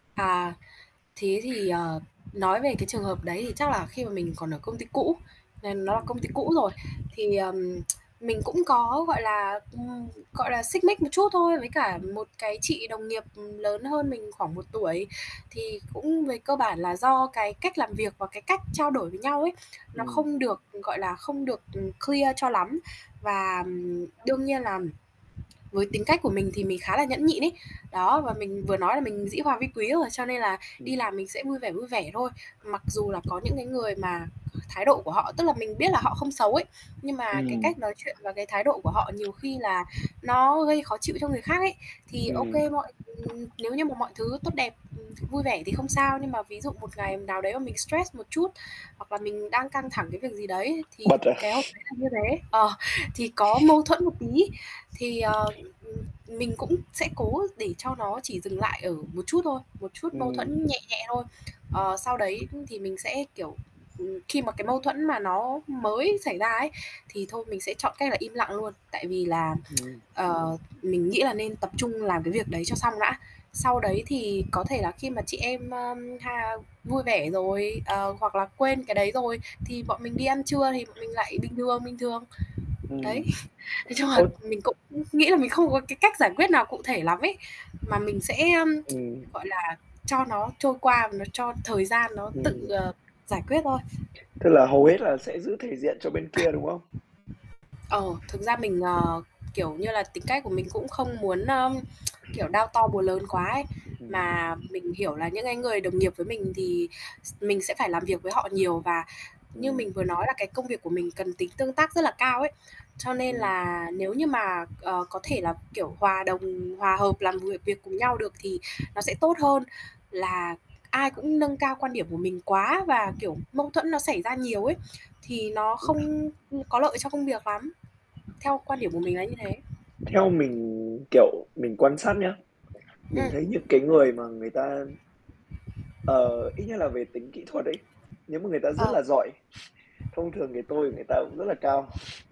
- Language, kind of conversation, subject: Vietnamese, podcast, Bạn thường xử lý mâu thuẫn với đồng nghiệp như thế nào?
- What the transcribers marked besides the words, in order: static; wind; other noise; other background noise; tsk; tapping; in English: "clear"; unintelligible speech; distorted speech; laugh; chuckle; tsk; laughing while speaking: "Đấy"; laughing while speaking: "là"; tsk; cough; tsk; throat clearing; sniff; sniff